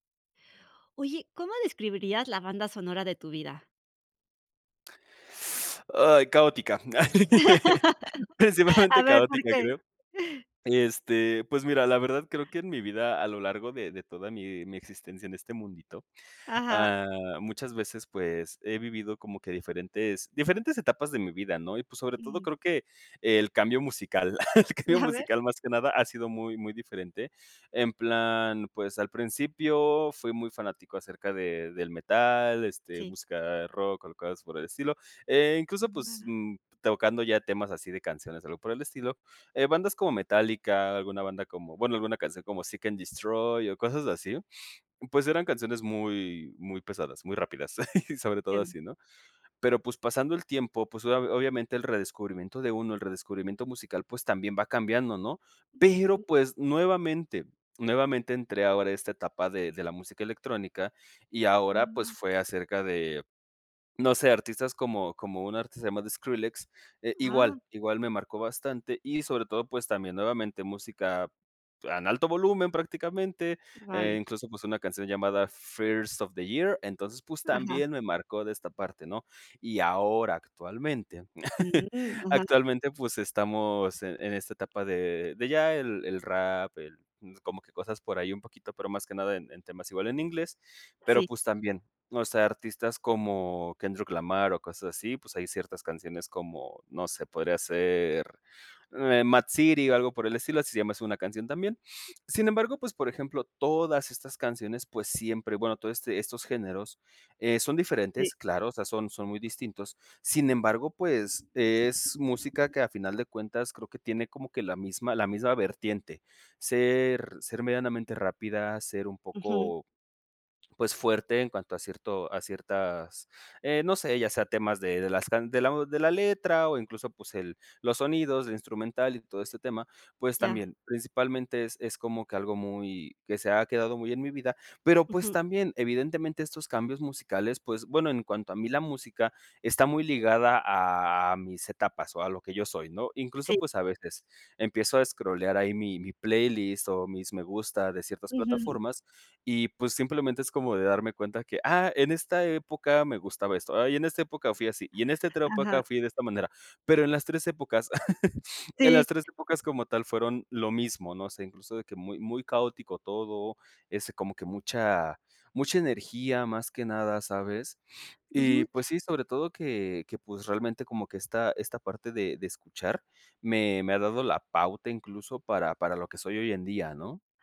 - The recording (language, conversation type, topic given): Spanish, podcast, ¿Cómo describirías la banda sonora de tu vida?
- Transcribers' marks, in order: laugh; laughing while speaking: "Principalmente"; laugh; "pues" said as "pus"; laugh; laughing while speaking: "el cambio musical"; laughing while speaking: "A ver"; "pues" said as "pus"; unintelligible speech; chuckle; "pues" said as "pus"; "pues" said as "pus"; "pues" said as "pus"; other background noise; "pues" said as "pus"; chuckle; "pues" said as "pus"; "pues" said as "pus"; "pues" said as "pus"; "pues" said as "pus"; laugh; "pues" said as "pus"